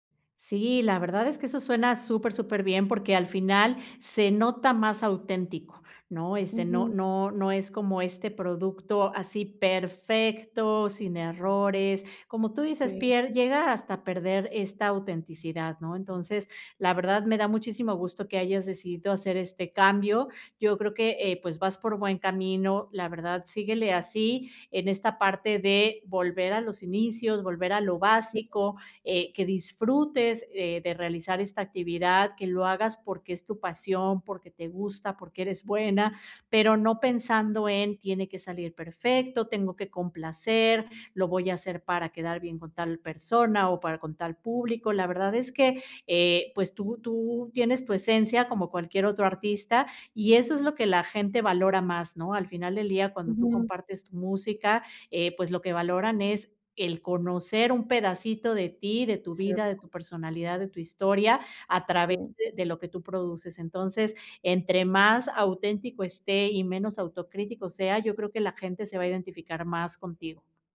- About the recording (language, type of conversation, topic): Spanish, advice, ¿Por qué sigo repitiendo un patrón de autocrítica por cosas pequeñas?
- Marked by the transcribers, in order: tapping; unintelligible speech; other background noise